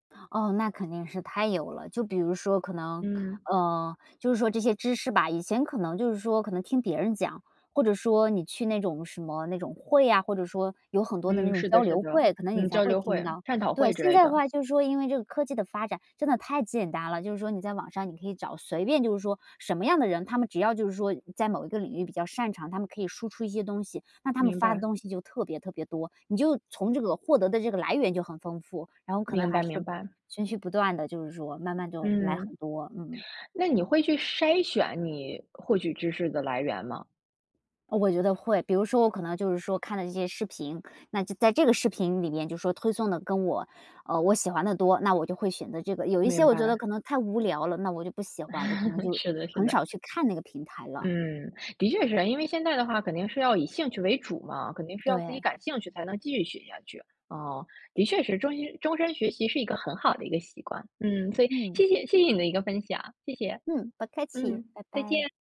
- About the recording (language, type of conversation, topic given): Chinese, podcast, 终身学习能带来哪些现实好处？
- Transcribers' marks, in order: chuckle